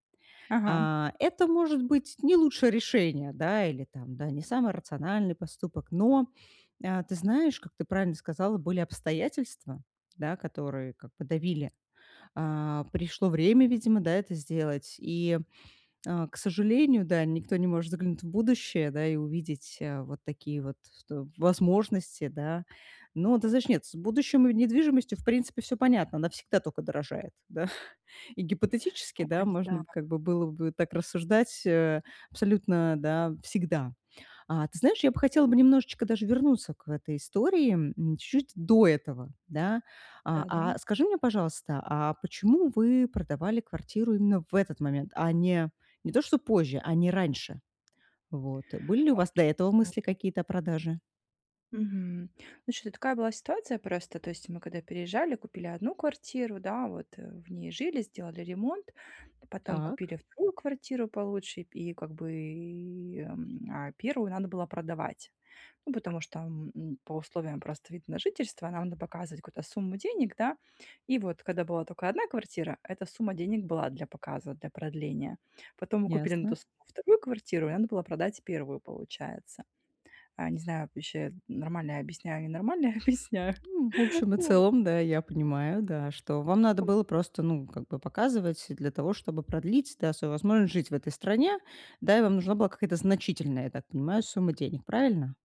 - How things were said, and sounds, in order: laughing while speaking: "да"; laughing while speaking: "нормально я объясняю. Вот"; tapping; other noise
- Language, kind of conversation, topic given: Russian, advice, Как справиться с ошибкой и двигаться дальше?
- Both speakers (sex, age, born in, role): female, 35-39, Russia, advisor; female, 40-44, Armenia, user